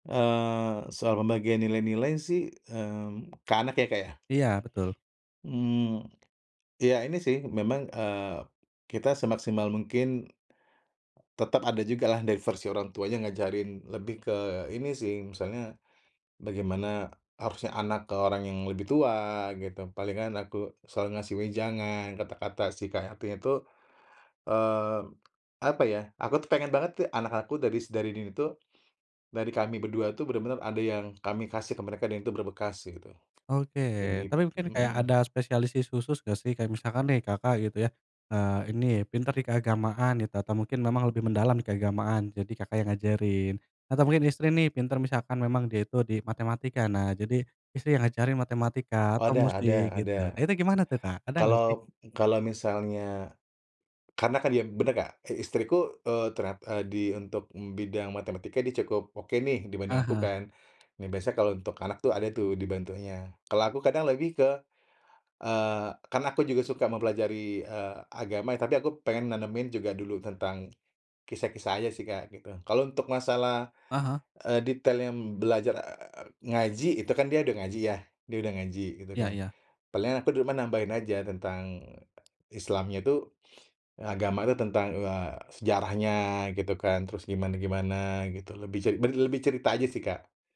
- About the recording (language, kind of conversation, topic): Indonesian, podcast, Bagaimana cara Anda menjaga komunikasi dengan pasangan tentang pembagian tugas rumah tangga?
- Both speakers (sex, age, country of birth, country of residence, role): male, 25-29, Indonesia, Indonesia, host; male, 35-39, Indonesia, Indonesia, guest
- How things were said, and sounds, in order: other background noise; tapping; "spesialisasi" said as "spesialisi"